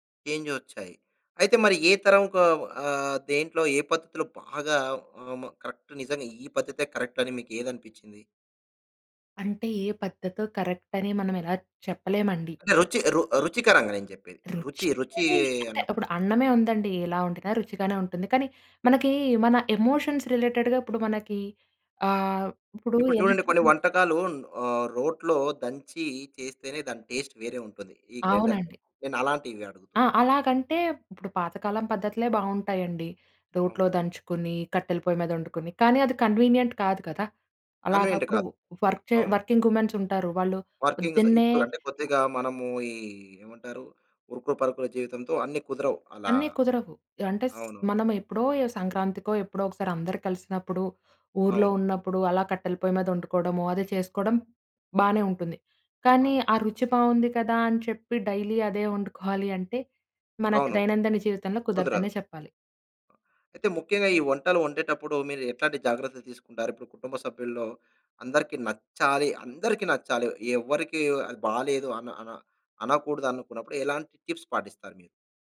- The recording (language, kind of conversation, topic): Telugu, podcast, మీ కుటుంబంలో తరతరాలుగా కొనసాగుతున్న ఒక సంప్రదాయ వంటకం గురించి చెప్పగలరా?
- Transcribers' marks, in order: in English: "చేంజ్"; in English: "కరెక్ట్"; in English: "కరెక్ట్"; horn; in English: "ఎమోషన్స్ రిలేటెడ్‌గా"; in English: "టేస్ట్"; in English: "కన్వీనియంట్"; in English: "కన్వీనియంట్"; in English: "వర్క్"; in English: "వర్కింగ్ వుమెన్స్"; in English: "వర్కింగ్స్"; "పరుగుల" said as "పరుకుల"; in English: "డైలీ"; in English: "టిప్స్"